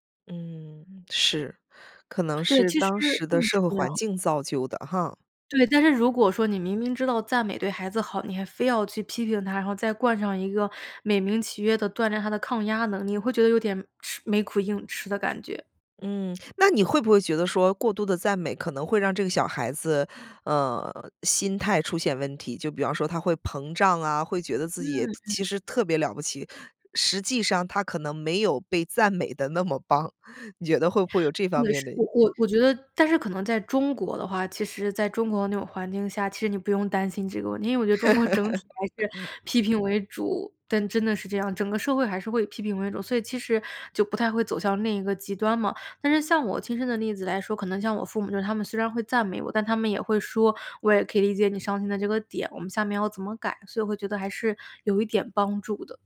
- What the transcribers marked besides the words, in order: laughing while speaking: "赞美得那么棒"; other noise; other background noise; laugh; tapping
- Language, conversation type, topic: Chinese, podcast, 你家里平时是赞美多还是批评多？
- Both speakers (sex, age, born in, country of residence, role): female, 30-34, China, United States, guest; female, 35-39, United States, United States, host